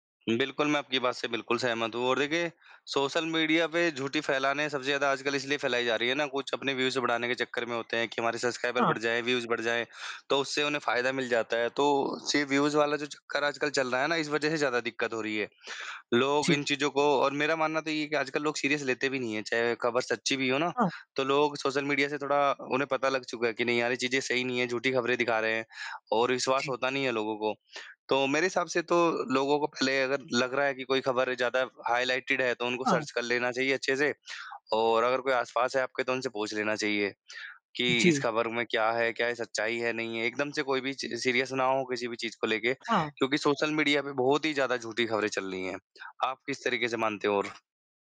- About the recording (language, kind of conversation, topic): Hindi, unstructured, क्या सोशल मीडिया झूठ और अफवाहें फैलाने में मदद कर रहा है?
- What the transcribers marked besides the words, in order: in English: "सी"; in English: "सीरियस"; in English: "हाइलाइटेड"; in English: "सीरियस"; other background noise